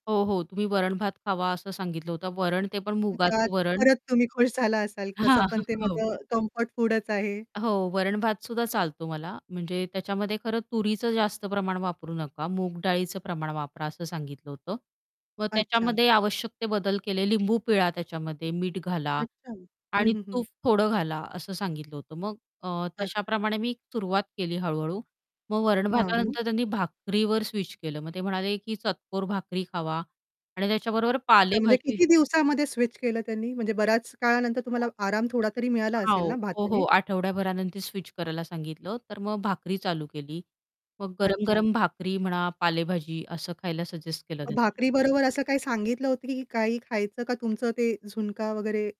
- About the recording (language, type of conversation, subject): Marathi, podcast, तुझा आवडता दिलासा देणारा पदार्थ कोणता आहे आणि तो तुला का आवडतो?
- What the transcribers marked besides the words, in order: static; laughing while speaking: "हां"; other background noise; distorted speech